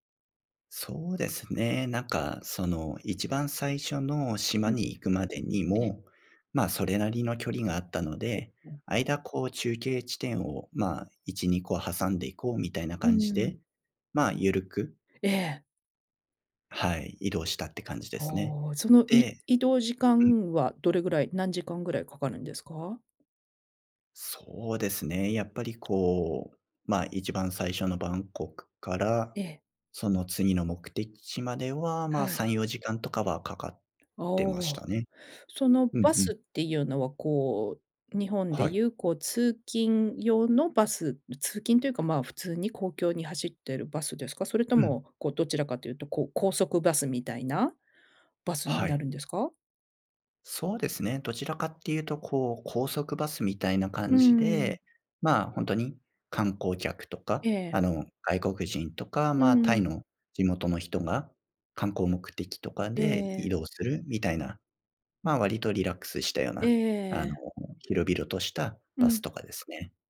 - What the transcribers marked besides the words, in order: other noise
- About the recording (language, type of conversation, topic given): Japanese, podcast, 人生で一番忘れられない旅の話を聞かせていただけますか？